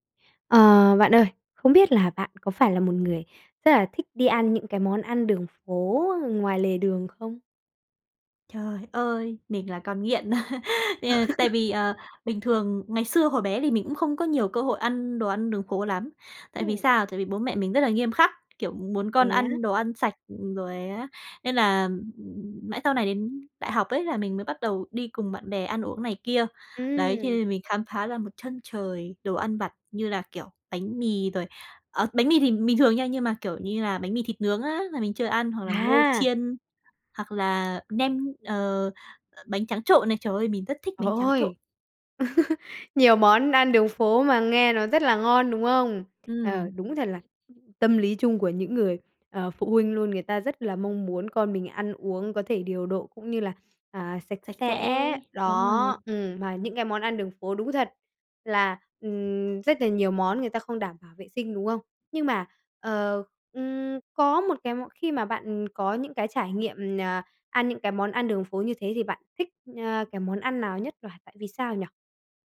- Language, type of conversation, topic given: Vietnamese, podcast, Bạn nhớ nhất món ăn đường phố nào và vì sao?
- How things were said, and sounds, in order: tapping; laugh; laugh; other background noise